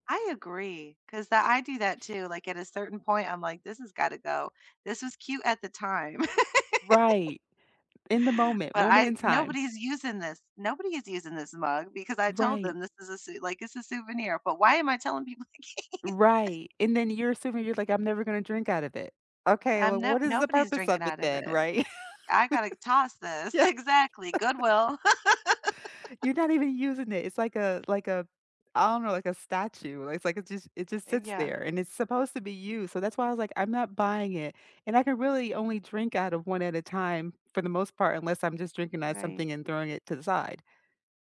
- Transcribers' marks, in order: tapping; laugh; laugh; unintelligible speech; laugh; laughing while speaking: "Yeah"; laugh; laughing while speaking: "Exactly"; laugh
- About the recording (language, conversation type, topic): English, unstructured, Which travel souvenirs are worth bringing home, which will you regret later, and how can you choose wisely?
- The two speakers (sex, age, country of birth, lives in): female, 40-44, United States, United States; female, 50-54, United States, United States